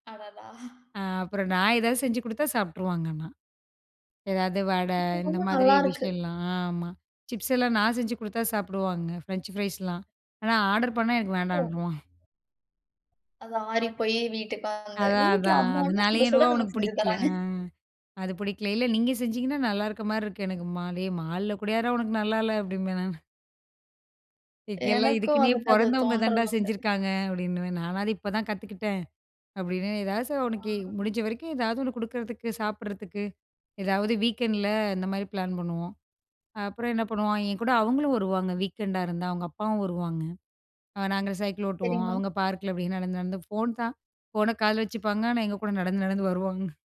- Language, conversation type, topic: Tamil, podcast, மாலை நேரத்தில் குடும்பத்துடன் நேரம் கழிப்பது பற்றி உங்கள் எண்ணம் என்ன?
- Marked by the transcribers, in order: chuckle; other noise; in English: "ஃப்ரெஞ்ச் ஃப்ரைஸ்லாம்"; chuckle; chuckle; chuckle; in English: "வீக்கெண்டுல"; in English: "வீக்கெண்டா"; chuckle